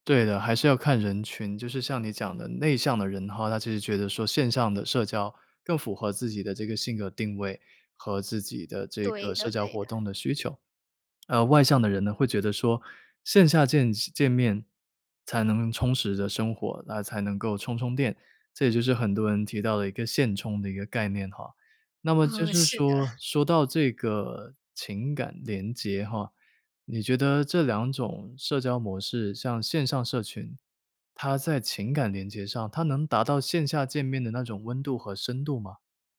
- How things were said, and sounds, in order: laughing while speaking: "是的"
- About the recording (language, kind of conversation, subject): Chinese, podcast, 线上社群能替代现实社交吗？